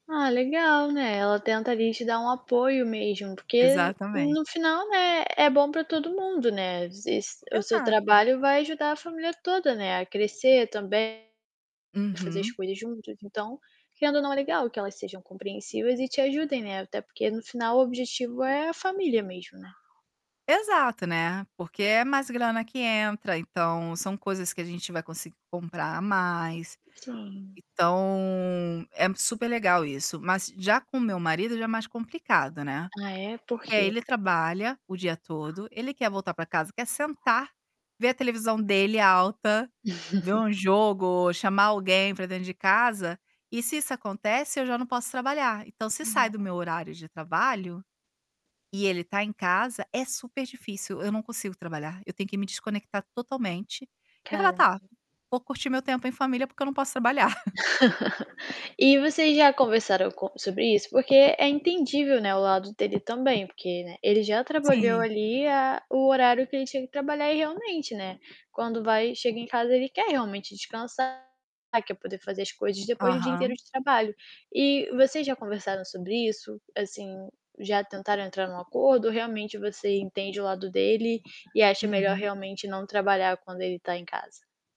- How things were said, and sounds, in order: static; tapping; distorted speech; other background noise; chuckle; laugh; chuckle
- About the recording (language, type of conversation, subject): Portuguese, podcast, Como equilibrar o trabalho remoto e a convivência familiar no mesmo espaço?